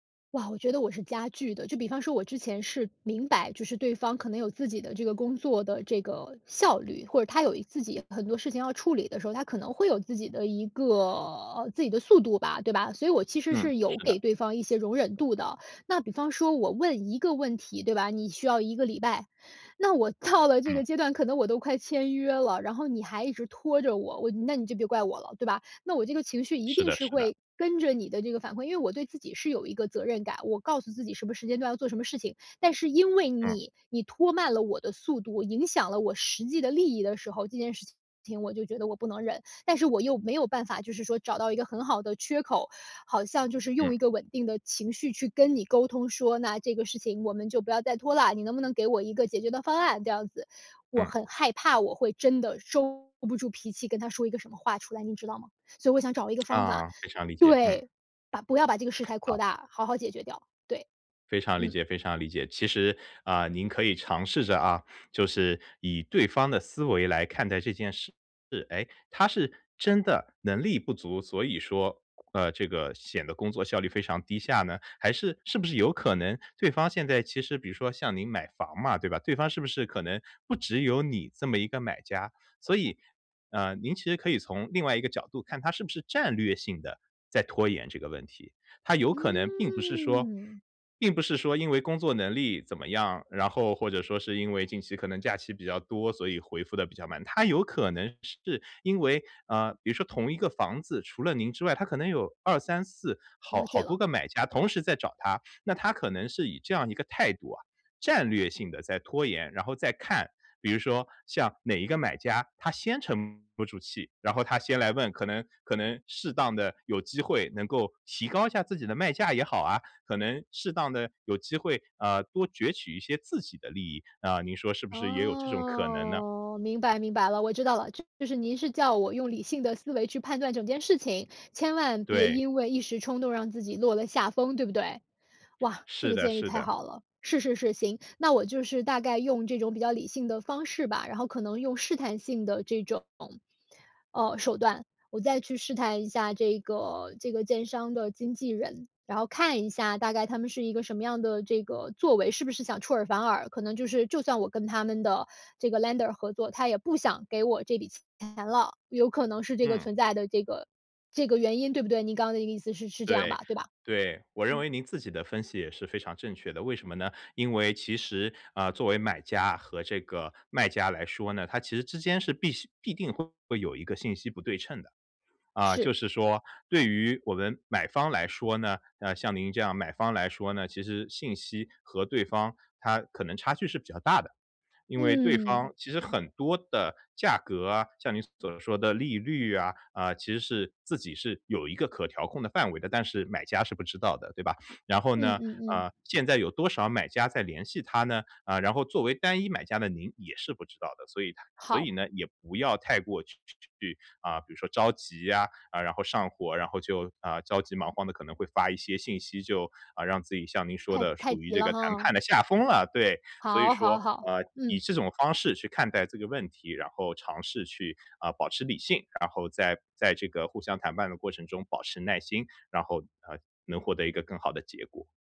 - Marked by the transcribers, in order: other background noise; laughing while speaking: "到了"; lip smack; tapping; in English: "lender"
- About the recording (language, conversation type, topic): Chinese, advice, 当我情绪非常强烈时，怎样才能让自己平静下来？